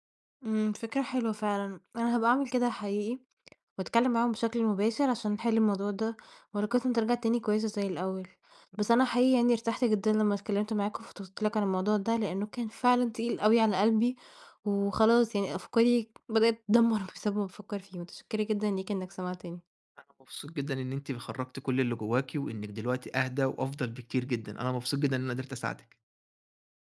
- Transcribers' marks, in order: tapping; other background noise
- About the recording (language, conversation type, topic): Arabic, advice, إزاي أتعامل مع إحساسي إني دايمًا أنا اللي ببدأ الاتصال في صداقتنا؟